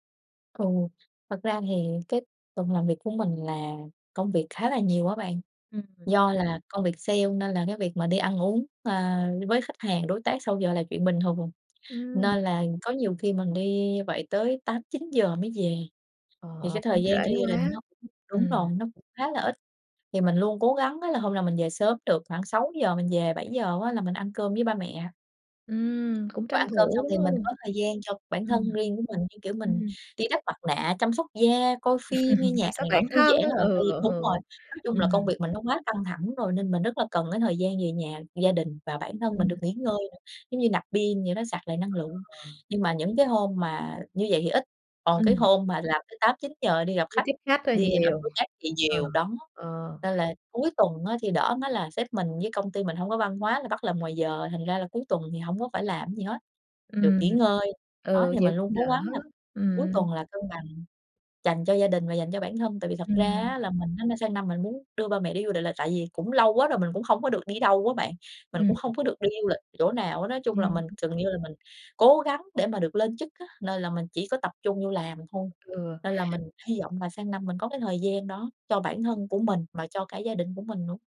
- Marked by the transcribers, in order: tapping; other background noise; chuckle
- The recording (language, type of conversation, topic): Vietnamese, advice, Bạn đang gặp khó khăn gì khi cân bằng giữa mục tiêu nghề nghiệp và cuộc sống cá nhân?